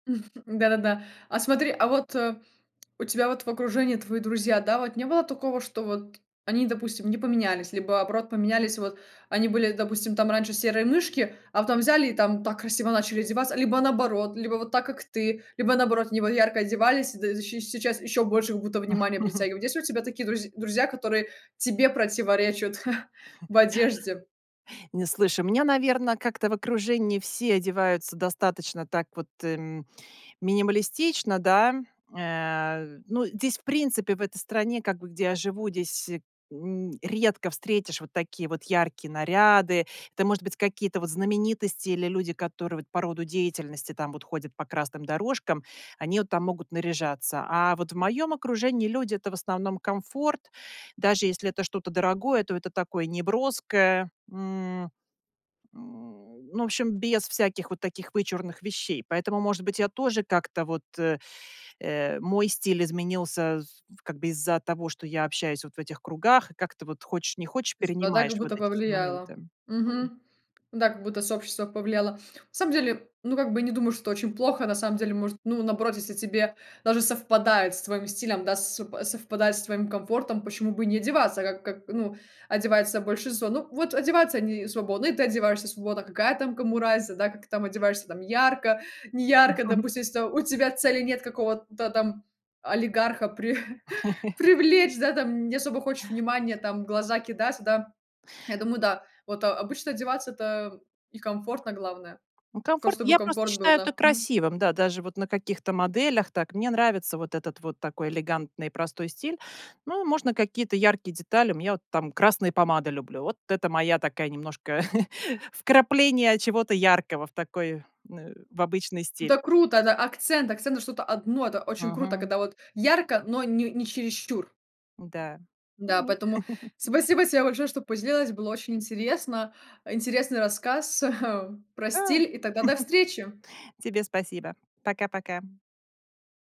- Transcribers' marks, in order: chuckle; tapping; chuckle; chuckle; unintelligible speech; other background noise; chuckle; chuckle; chuckle; chuckle; chuckle
- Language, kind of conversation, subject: Russian, podcast, Как ты обычно выбираешь между минимализмом и ярким самовыражением в стиле?
- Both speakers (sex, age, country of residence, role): female, 20-24, France, host; female, 40-44, Sweden, guest